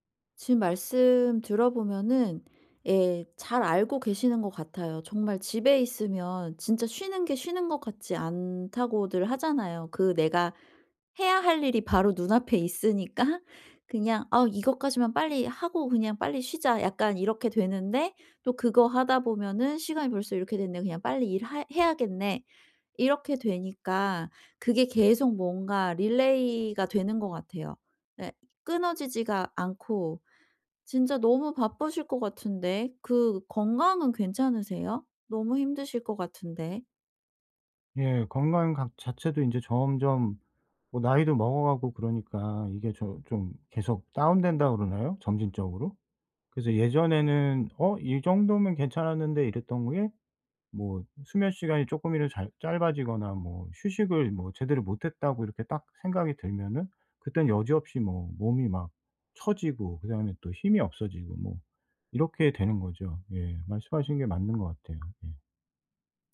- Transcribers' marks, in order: other background noise
- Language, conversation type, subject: Korean, advice, 일상에서 더 자주 쉴 시간을 어떻게 만들 수 있을까요?